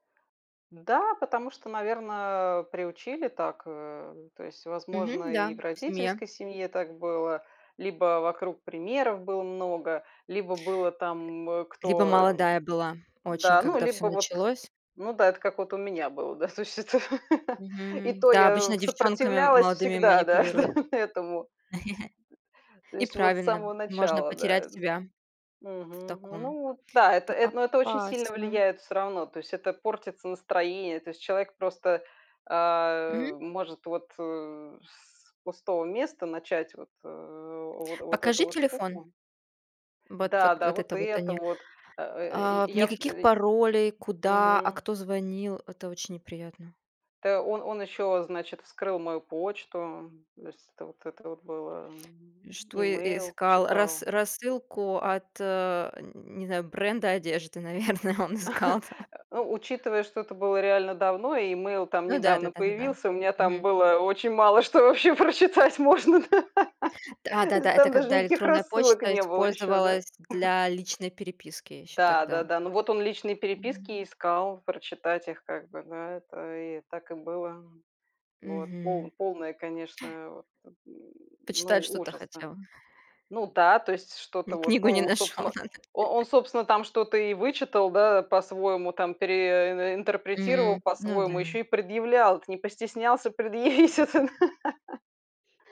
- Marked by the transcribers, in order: other background noise; laughing while speaking: "точно так"; laugh; laughing while speaking: "да, да"; chuckle; laughing while speaking: "наверно"; chuckle; laughing while speaking: "вообще прочитать можно, да"; laugh; chuckle; gasp; laughing while speaking: "не нашёл, ну да"; chuckle; laugh
- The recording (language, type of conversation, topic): Russian, unstructured, Как ты относишься к контролю в отношениях?